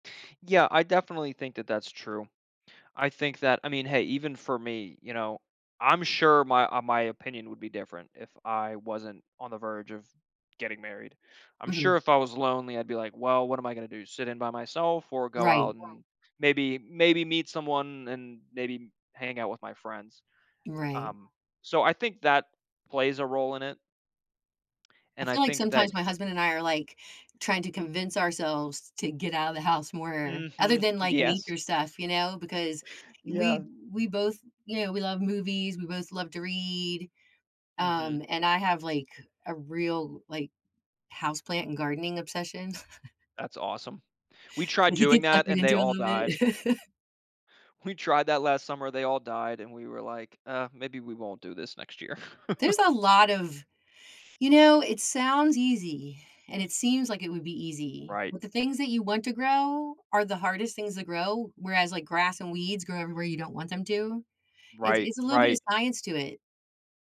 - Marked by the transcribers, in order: background speech; chuckle; chuckle; chuckle; tapping
- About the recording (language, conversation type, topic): English, unstructured, What factors influence your choice between spending a night out or relaxing at home?
- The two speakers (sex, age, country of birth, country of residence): female, 50-54, United States, United States; male, 30-34, United States, United States